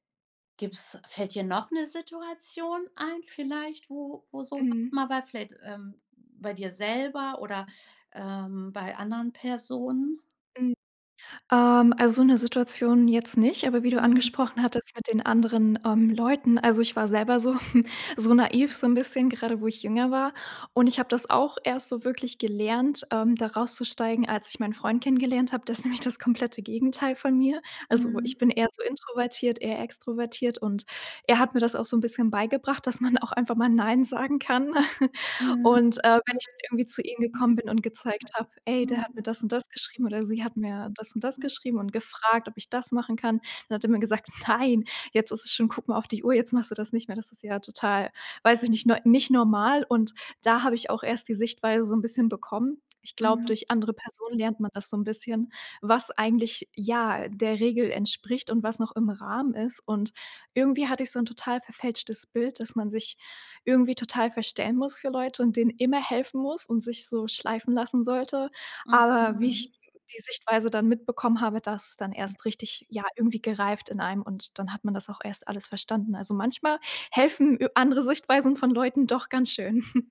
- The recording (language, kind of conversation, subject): German, podcast, Wie gibst du Unterstützung, ohne dich selbst aufzuopfern?
- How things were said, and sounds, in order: laughing while speaking: "so"; laughing while speaking: "Der ist nämlich"; laughing while speaking: "mir"; laughing while speaking: "man auch einfach mal nein sagen kann"; chuckle; unintelligible speech; unintelligible speech; laughing while speaking: "Nein"; other background noise; chuckle